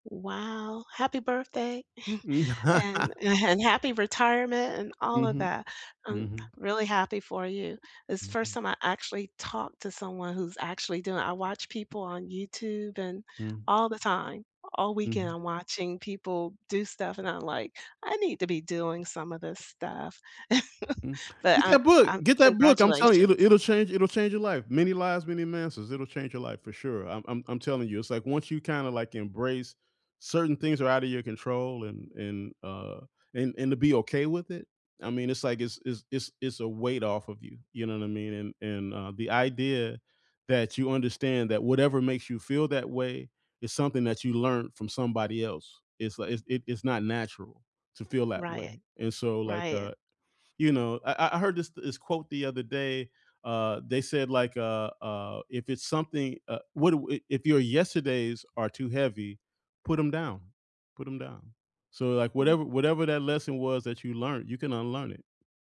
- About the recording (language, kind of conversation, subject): English, unstructured, How has loss reshaped your everyday outlook, priorities, and appreciation for small moments?
- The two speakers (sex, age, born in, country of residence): female, 60-64, United States, United States; male, 60-64, United States, United States
- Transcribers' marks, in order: chuckle; other background noise; chuckle; tapping